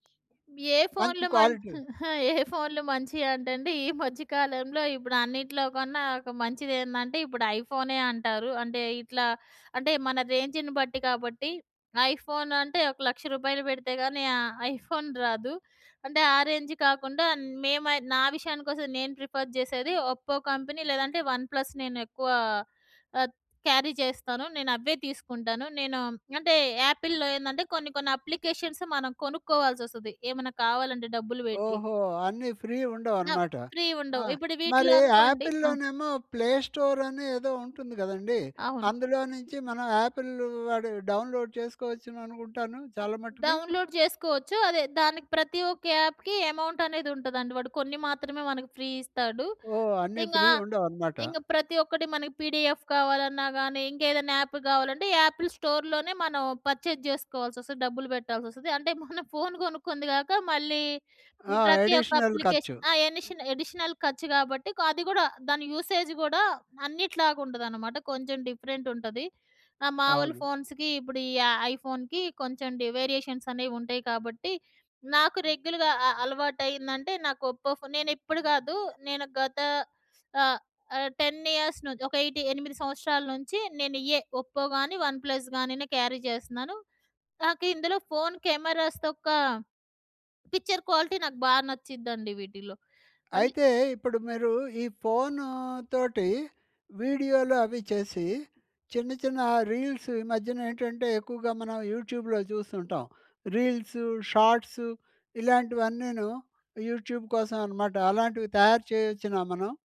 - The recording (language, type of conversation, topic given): Telugu, podcast, ఫోన్‌తో మంచి వీడియోలు ఎలా తీసుకోవచ్చు?
- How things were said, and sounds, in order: other background noise; chuckle; in English: "క్వాలిటీ"; in English: "రేంజ్‌ని"; in English: "ఐఫోన్"; in English: "ఐఫోన్"; in English: "రేంజ్"; in English: "ప్రిఫర్"; in English: "ఒప్పో కంపెనీ"; in English: "వన్ ప్లస్"; in English: "క్యారీ"; in English: "యాపిల్‌లో"; in English: "అప్లికేషన్స్"; in English: "ఫ్రీ"; in English: "ఫ్రీ"; in English: "ఆపిల్‌లో"; in English: "ప్లే స్టోర్"; in English: "ఆపిల్"; in English: "డౌన్లోడ్"; in English: "డౌన్లోడ్"; in English: "యాప్‍కి అమౌంట్"; in English: "ఫ్రీ"; in English: "ఫ్రీ"; in English: "పిడిఎఫ్"; in English: "యాప్"; in English: "యాపిల్ స్టోర్‍లోనే"; in English: "పర్చేజ్"; in English: "అడిషనల్"; in English: "అప్లికేషన్"; in English: "అడిషనల్"; in English: "యూసేజ్"; in English: "డిఫరెంట్"; in English: "ఐఫోన్‌కి"; in English: "వేరియేషన్స్"; in English: "ఒప్పో"; in English: "టెన్ ఇయర్స్"; in English: "ఎయిట్"; in English: "ఒప్పో"; in English: "వన్ ప్లస్"; in English: "క్యారీ"; in English: "కెమెరాస్"; in English: "పిక్చర్ క్వాలిటీ"; in English: "రీల్స్"; in English: "యూట్యూబ్‍లో"; in English: "యూట్యూబ్"